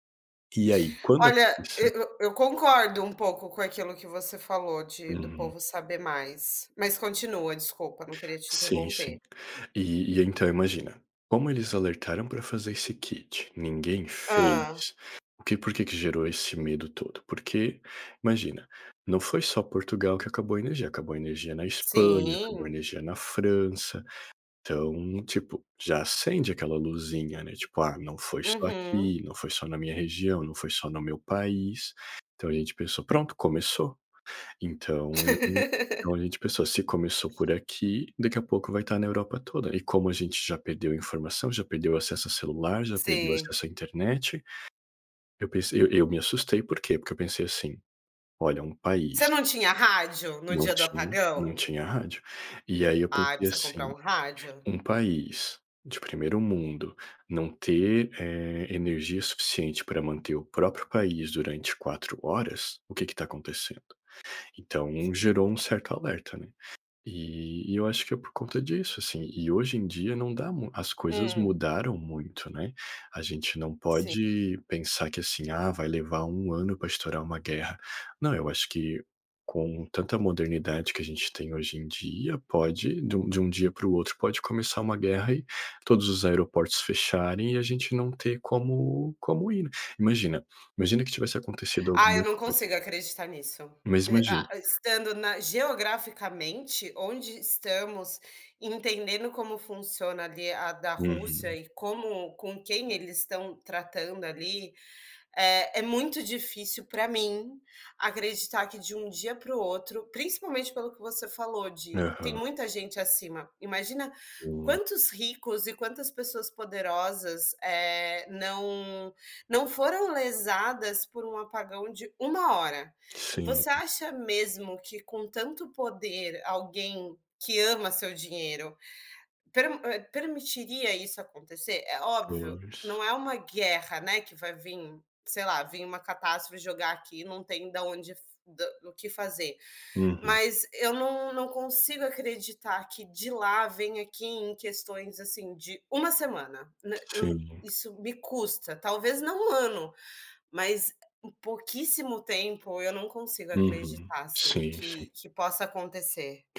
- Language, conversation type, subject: Portuguese, unstructured, Como o medo das notícias afeta sua vida pessoal?
- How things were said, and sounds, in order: laugh; other background noise